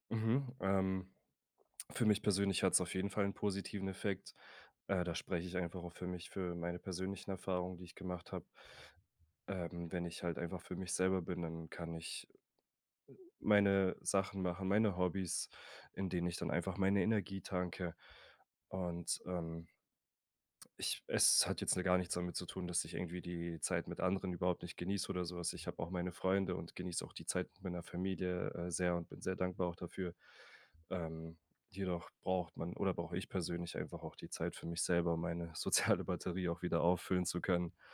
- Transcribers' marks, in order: other background noise; other noise; laughing while speaking: "soziale"
- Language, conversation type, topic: German, podcast, Wie gehst du mit Zweifeln bei einem Neuanfang um?